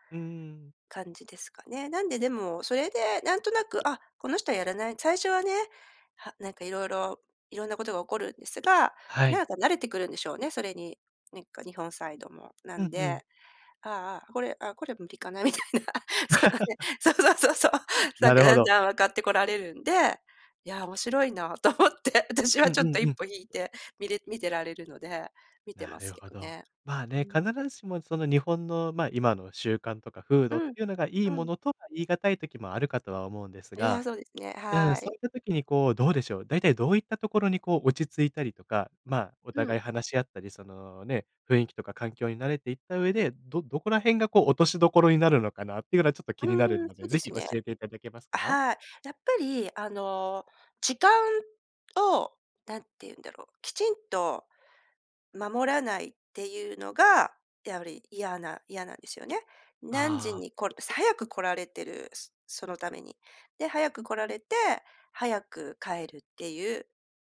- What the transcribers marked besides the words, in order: tapping; laughing while speaking: "これ無理かなみたいな。そんなね、そう そう そう そう"; laugh; laughing while speaking: "思って、私はちょっと一歩引いて"
- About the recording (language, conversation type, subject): Japanese, podcast, 仕事でやりがいをどう見つけましたか？